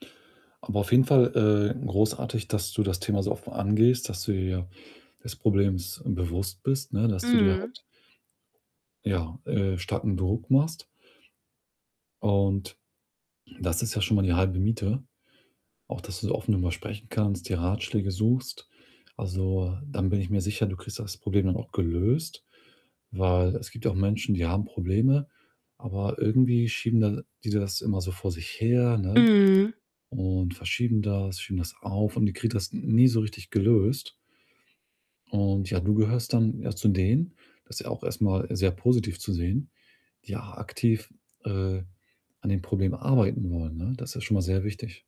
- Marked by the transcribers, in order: static; distorted speech; tapping
- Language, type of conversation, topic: German, advice, Wie erlebst du den Druck, kurzfristige Umsatzziele zu erreichen?